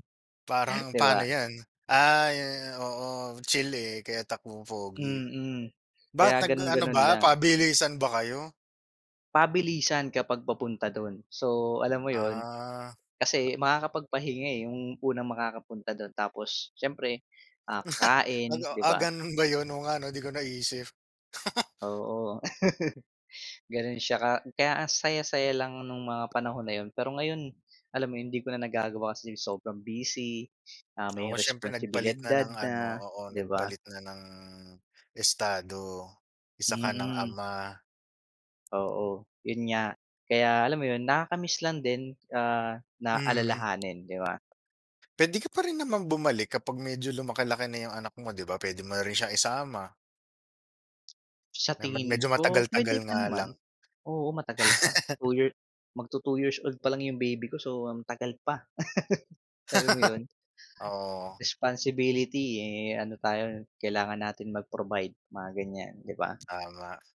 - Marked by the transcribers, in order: laugh; laugh; laugh; laugh
- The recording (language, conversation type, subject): Filipino, unstructured, Ano ang paborito mong aktibidad sa labas na nagpapasaya sa iyo?